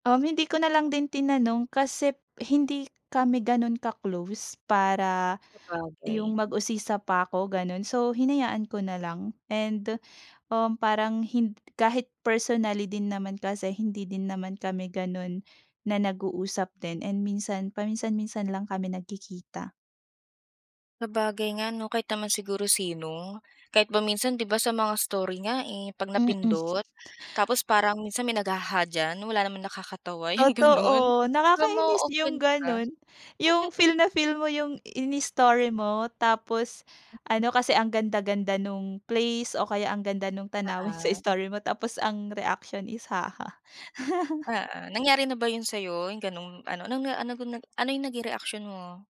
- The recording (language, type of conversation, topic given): Filipino, podcast, Bakit mahalaga sa iyo ang paggamit ng mga emoji o sticker sa pakikipag-usap online?
- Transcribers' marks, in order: chuckle; laughing while speaking: "yung ganun"; giggle; unintelligible speech; laugh